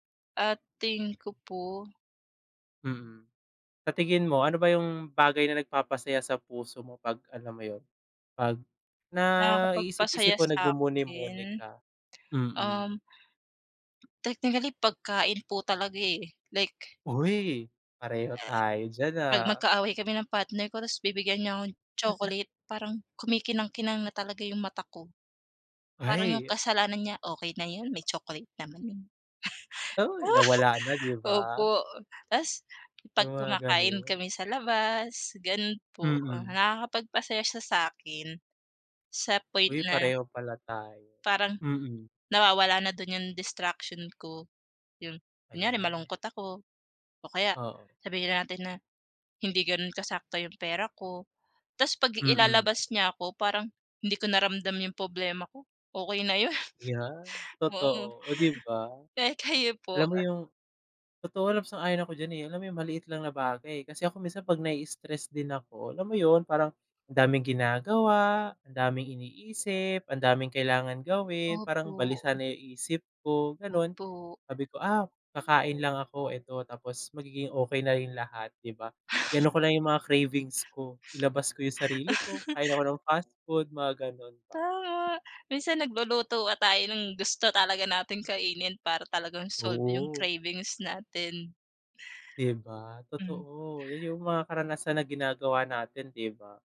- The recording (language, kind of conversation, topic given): Filipino, unstructured, Ano ang isang bagay na nagpapasaya sa puso mo?
- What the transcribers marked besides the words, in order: other background noise; "partner" said as "patner"; unintelligible speech; laugh; tapping; laughing while speaking: "'yon"; chuckle